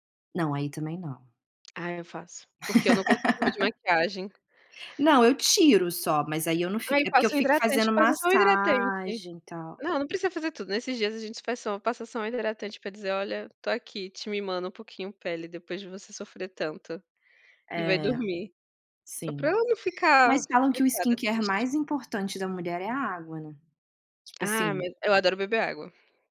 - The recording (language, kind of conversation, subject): Portuguese, unstructured, De que forma você gosta de se expressar no dia a dia?
- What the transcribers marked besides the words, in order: tapping; laugh; other noise; in English: "skincare"